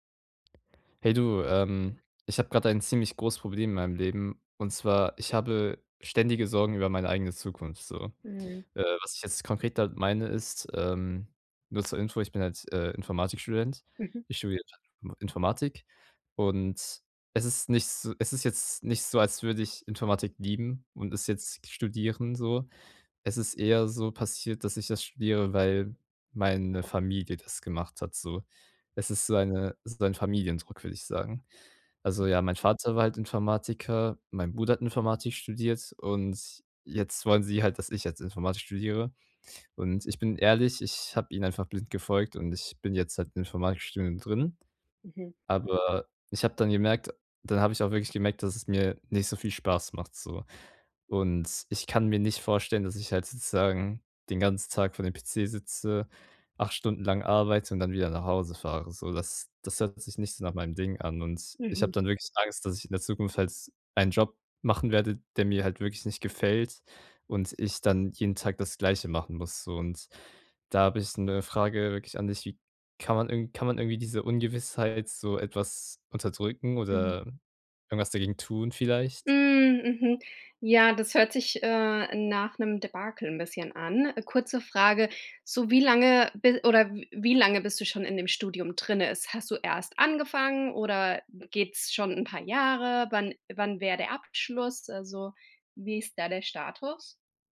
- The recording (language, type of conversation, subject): German, advice, Wie kann ich besser mit meiner ständigen Sorge vor einer ungewissen Zukunft umgehen?
- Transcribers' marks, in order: unintelligible speech; other background noise